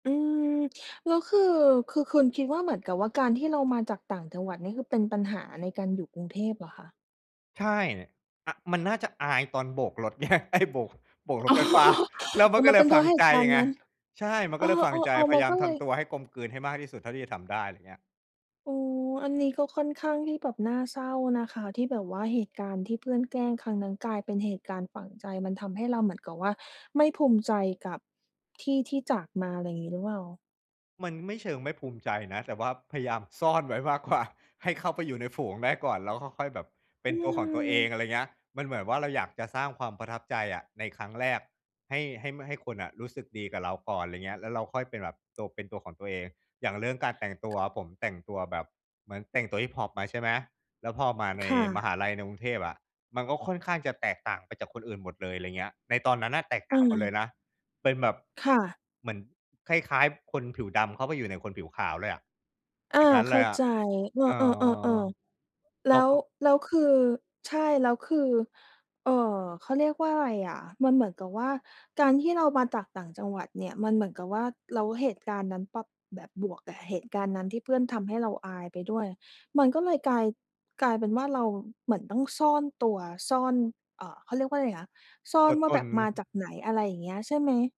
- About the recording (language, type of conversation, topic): Thai, podcast, คุณมักเลือกที่จะเป็นตัวของตัวเองมากกว่าหรือปรับตัวให้เข้ากับสังคมมากกว่ากัน?
- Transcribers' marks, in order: "คุณ" said as "คึน"; laughing while speaking: "ไง ไอ้"; other background noise; laughing while speaking: "อ๋อ"; laughing while speaking: "มากกว่า"; tapping